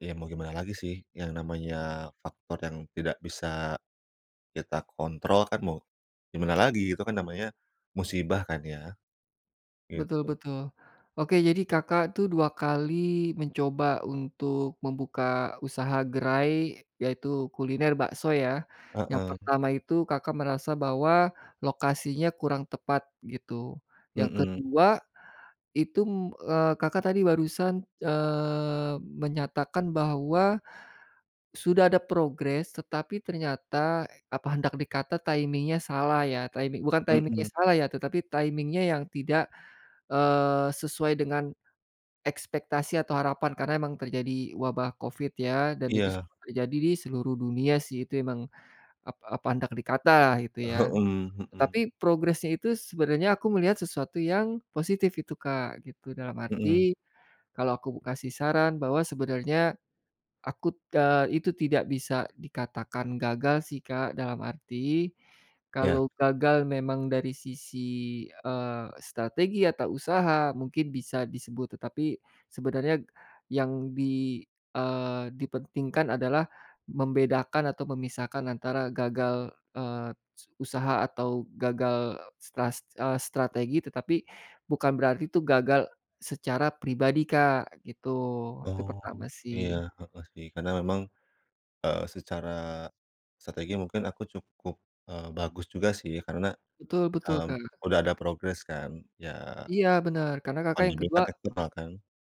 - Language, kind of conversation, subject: Indonesian, advice, Bagaimana cara bangkit dari kegagalan sementara tanpa menyerah agar kebiasaan baik tetap berjalan?
- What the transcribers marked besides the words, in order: "itu" said as "itum"; in English: "timing-nya"; in English: "timing"; in English: "timing-nya"; in English: "timing-nya"; tapping